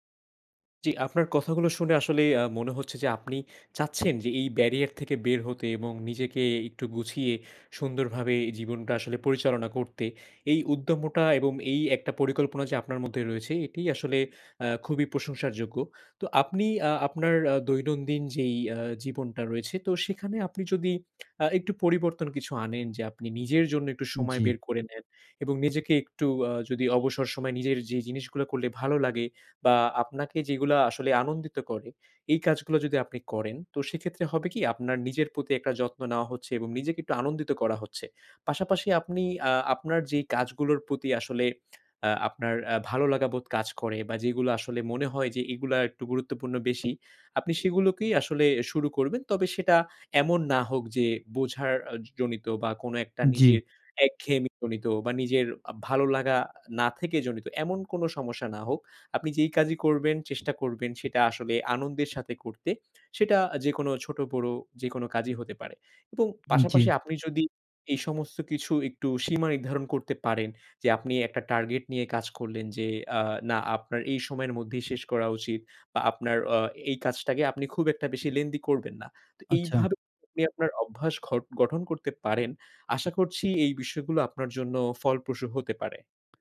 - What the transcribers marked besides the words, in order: in English: "barrier"; tapping; in English: "lengthy"; unintelligible speech
- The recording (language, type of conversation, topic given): Bengali, advice, কাজের অগ্রাধিকার ঠিক করা যায় না, সময় বিভক্ত হয়